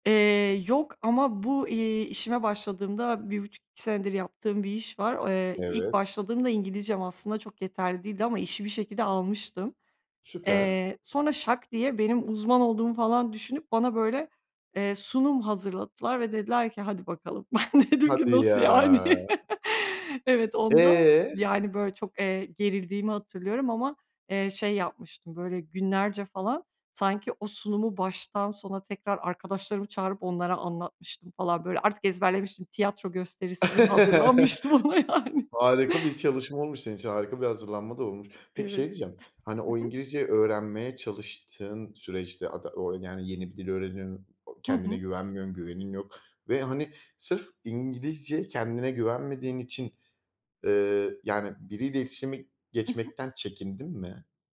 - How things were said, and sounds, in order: other background noise; laughing while speaking: "Ben dedim ki, Nasıl yani?"; laugh; laugh; laughing while speaking: "hazırlanmıştım ona yani"; chuckle; chuckle; unintelligible speech; unintelligible speech
- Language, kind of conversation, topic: Turkish, podcast, Reddedilme korkusu iletişimi nasıl etkiler?